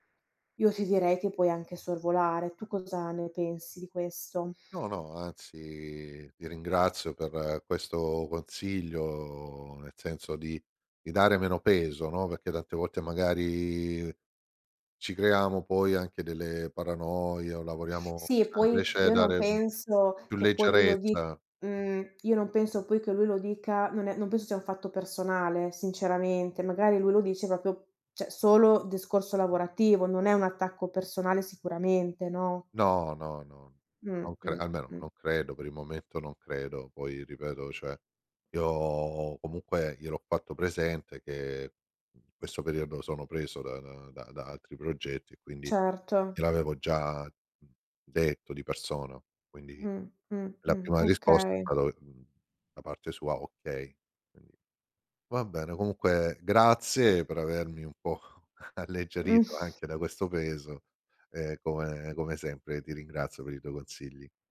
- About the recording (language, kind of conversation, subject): Italian, advice, Come posso stabilire dei limiti al lavoro senza offendere colleghi o superiori?
- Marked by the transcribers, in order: unintelligible speech; "cioè" said as "ceh"; laughing while speaking: "po'"; snort